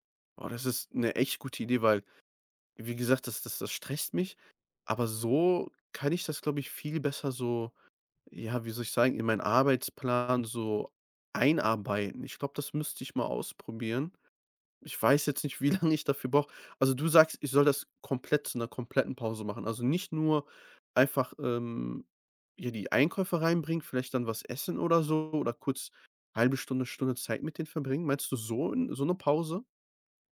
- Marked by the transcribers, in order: stressed: "so"; laughing while speaking: "lang"
- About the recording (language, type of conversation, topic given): German, advice, Wie kann ich mit häufigen Unterbrechungen durch Kollegen oder Familienmitglieder während konzentrierter Arbeit umgehen?